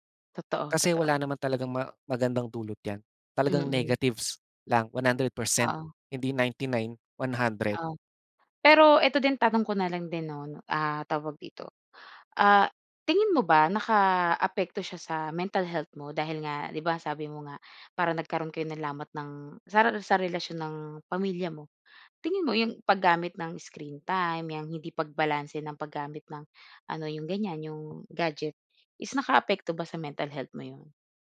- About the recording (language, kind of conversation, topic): Filipino, podcast, Paano mo binabalanse ang oras mo sa paggamit ng mga screen at ang pahinga?
- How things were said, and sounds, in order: other background noise